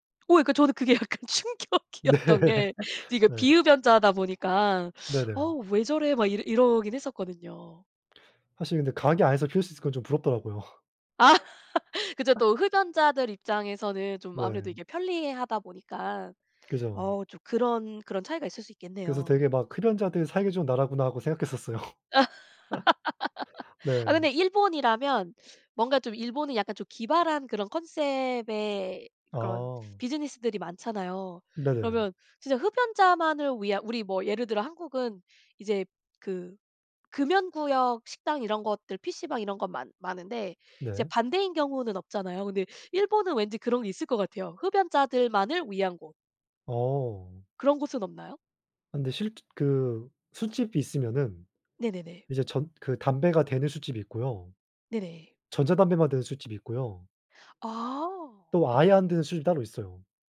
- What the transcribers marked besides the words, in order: laughing while speaking: "약간 충격이었던 게"; laughing while speaking: "네"; teeth sucking; "있는" said as "있슨"; laugh; other background noise; laugh; laughing while speaking: "생각했었어요"; laugh
- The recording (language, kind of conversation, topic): Korean, unstructured, 다양한 문화가 공존하는 사회에서 가장 큰 도전은 무엇일까요?